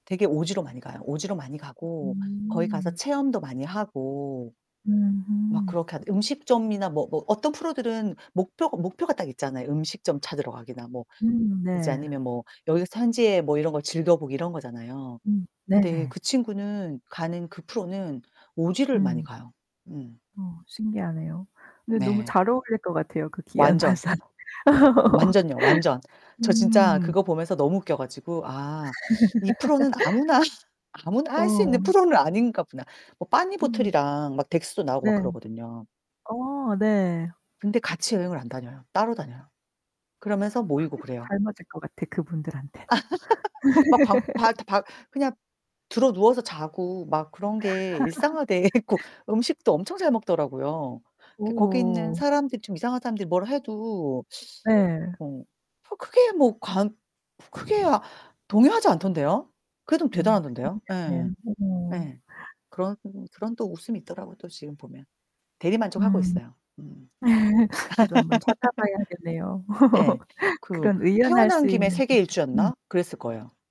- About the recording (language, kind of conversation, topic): Korean, unstructured, 가장 실망했던 여행지는 어디였나요?
- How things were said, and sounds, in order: static; other background noise; distorted speech; laugh; laugh; laughing while speaking: "아무나"; laugh; laugh; laughing while speaking: "돼 있고"; laugh; laugh